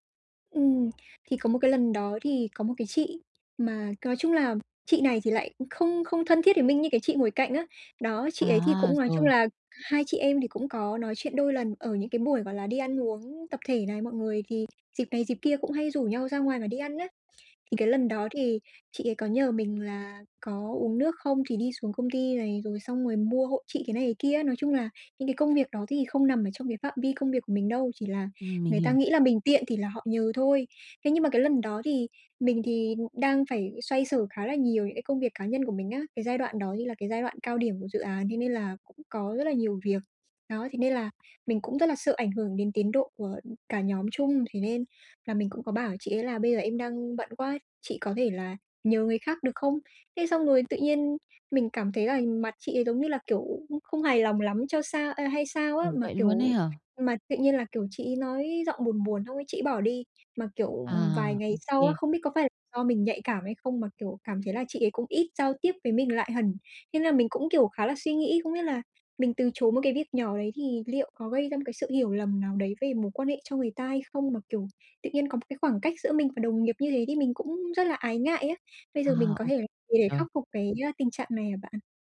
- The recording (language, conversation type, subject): Vietnamese, advice, Làm sao để nói “không” mà không hối tiếc?
- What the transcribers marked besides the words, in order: other background noise; tapping